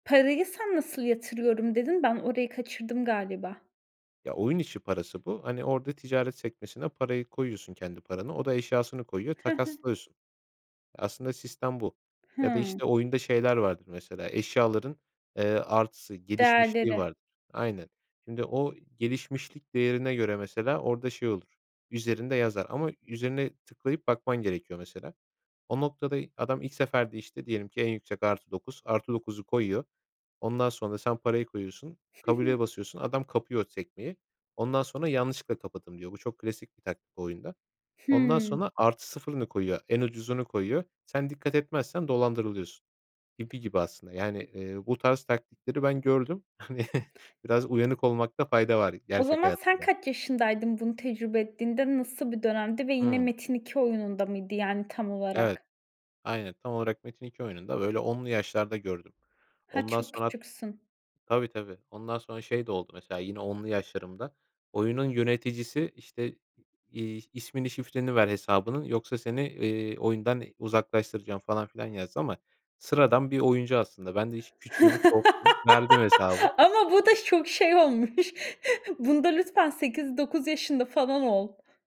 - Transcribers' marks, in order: other background noise; laughing while speaking: "Hani"; tapping; laugh; chuckle
- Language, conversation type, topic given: Turkish, podcast, Video oyunları senin için bir kaçış mı, yoksa sosyalleşme aracı mı?